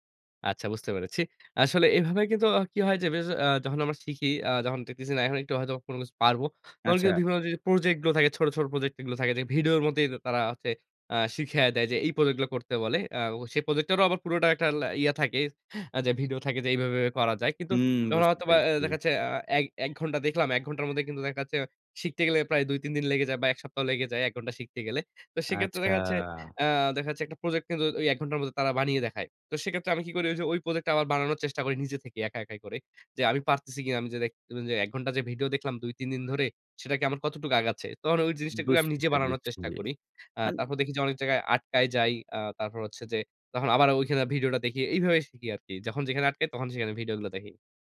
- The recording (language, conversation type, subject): Bengali, podcast, নতুন কিছু শেখা শুরু করার ধাপগুলো কীভাবে ঠিক করেন?
- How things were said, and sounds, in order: none